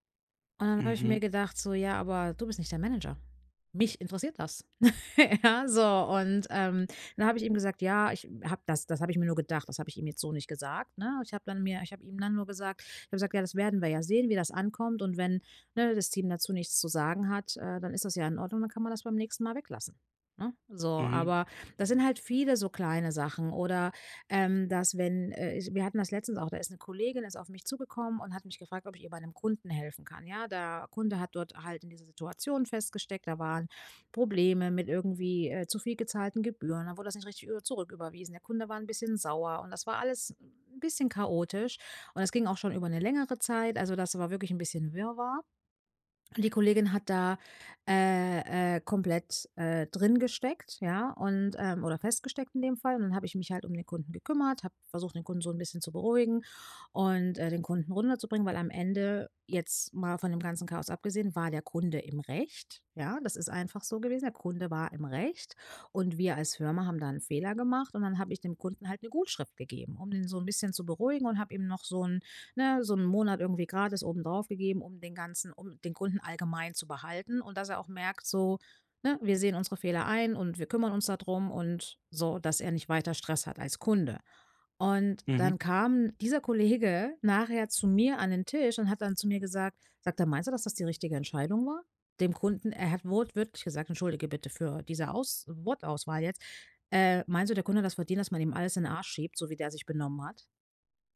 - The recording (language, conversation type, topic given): German, advice, Woran erkenne ich, ob Kritik konstruktiv oder destruktiv ist?
- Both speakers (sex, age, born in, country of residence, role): female, 35-39, Germany, Netherlands, user; male, 25-29, Germany, Germany, advisor
- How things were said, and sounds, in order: laugh; stressed: "Kunde"